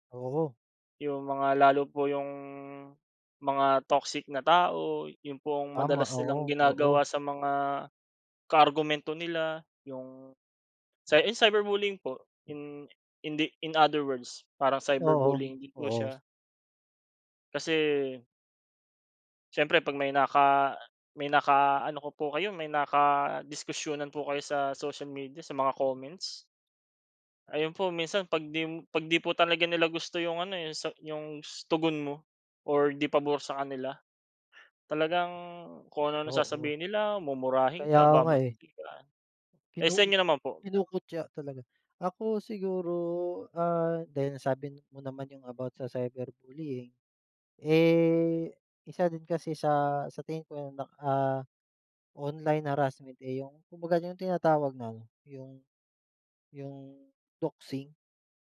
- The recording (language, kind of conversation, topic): Filipino, unstructured, Ano ang palagay mo sa panliligalig sa internet at paano ito nakaaapekto sa isang tao?
- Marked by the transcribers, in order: in English: "in other words"; in English: "doxing"